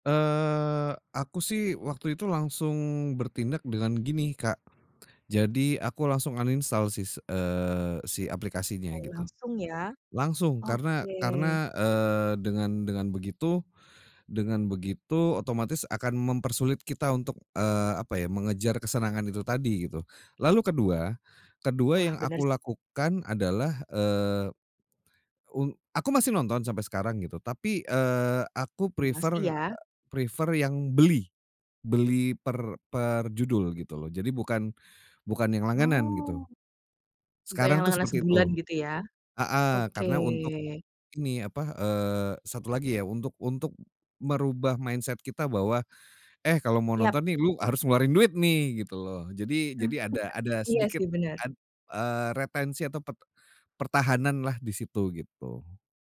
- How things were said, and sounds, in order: in English: "uninstall"; other background noise; in English: "prefer prefer"; in English: "mindset"; laugh
- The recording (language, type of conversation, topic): Indonesian, podcast, Apa pendapatmu tentang fenomena menonton maraton belakangan ini?